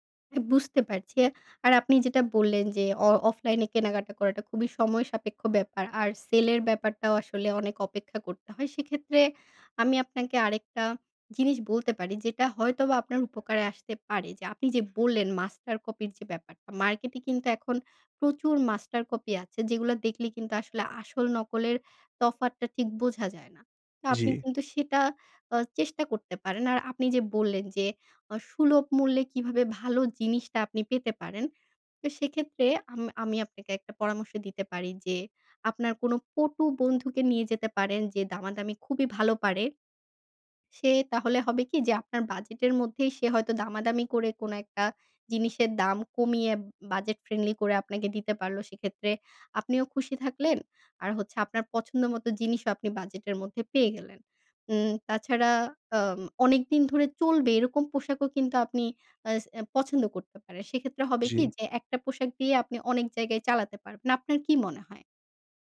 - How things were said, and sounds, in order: none
- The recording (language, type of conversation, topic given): Bengali, advice, বাজেটের মধ্যে ভালো মানের পোশাক কোথায় এবং কীভাবে পাব?